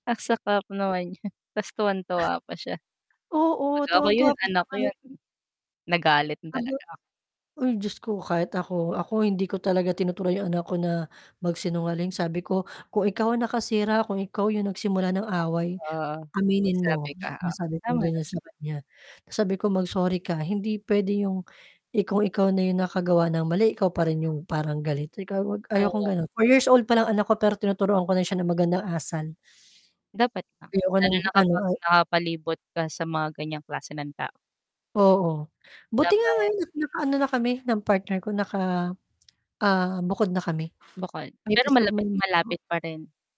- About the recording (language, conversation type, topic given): Filipino, unstructured, Ano ang ginagawa mo kapag may taong gustong siraan ka?
- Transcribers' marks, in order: laughing while speaking: "a sakap naman nyan, 'tas tuwang-tuwa pa siya"; "Ang saklap" said as "a sakap"; tapping; mechanical hum; distorted speech; put-on voice: "Kung ikaw ang nakasira, kung ikaw yung nagsimula ng away, aminin mo"; static; put-on voice: "Mag-sorry ka, hindi puwede 'yong … ko, Ayokong ganon"; drawn out: "naka ah"; tongue click